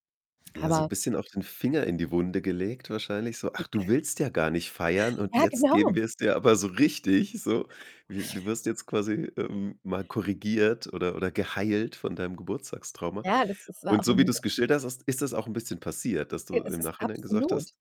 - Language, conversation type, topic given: German, podcast, Wie hat eine Begegnung mit einer fremden Person deine Reise verändert?
- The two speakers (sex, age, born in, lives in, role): female, 40-44, Romania, Germany, guest; male, 35-39, Germany, Germany, host
- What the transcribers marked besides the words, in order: snort; other background noise